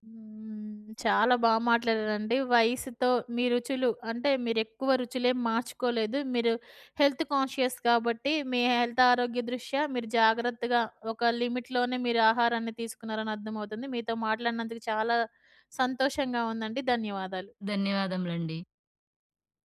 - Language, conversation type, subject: Telugu, podcast, వయస్సు పెరిగేకొద్దీ మీ ఆహార రుచుల్లో ఏలాంటి మార్పులు వచ్చాయి?
- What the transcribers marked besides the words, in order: in English: "హెల్త్ కాన్షియస్"; in English: "హెల్త్"; in English: "లిమిట్‌లోనే"